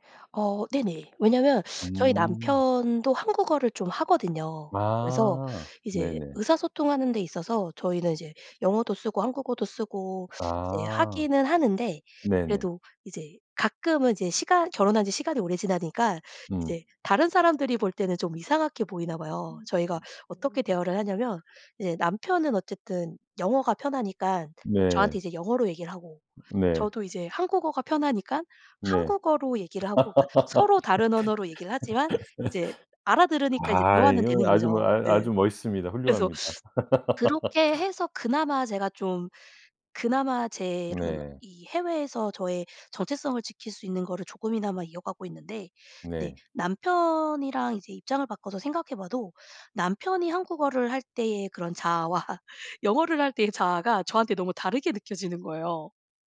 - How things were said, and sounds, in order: other background noise; tapping; laugh; laugh; laugh
- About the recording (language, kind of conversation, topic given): Korean, podcast, 언어가 정체성에 어떤 역할을 한다고 생각하시나요?